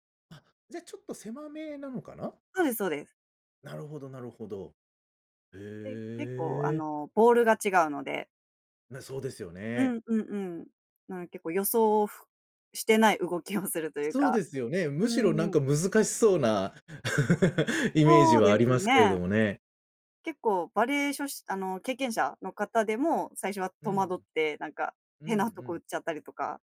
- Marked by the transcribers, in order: giggle
- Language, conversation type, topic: Japanese, podcast, 休日は普段どのように過ごしていますか？